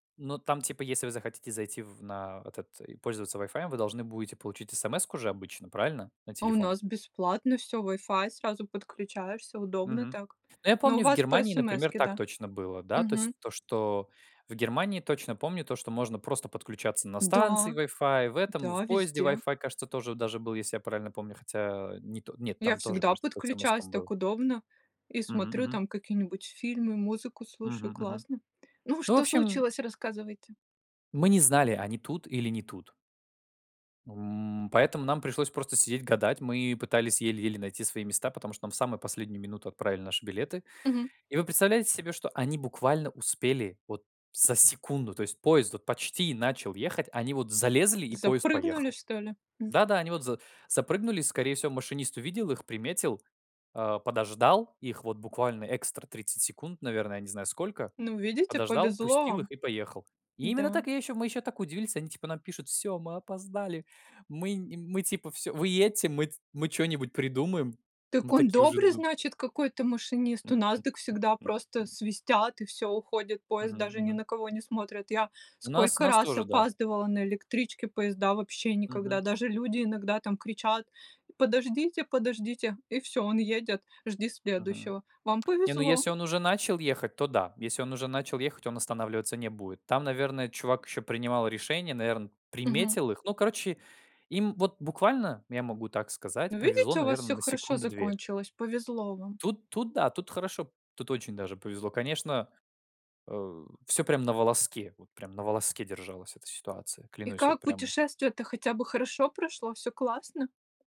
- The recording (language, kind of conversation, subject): Russian, unstructured, Что вас больше всего разочаровывало в поездках?
- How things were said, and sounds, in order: tapping; other background noise; stressed: "секунду"; stressed: "залезли"; put-on voice: "Всё, мы опоздали, мы не мы"; chuckle; lip smack; stressed: "приметил"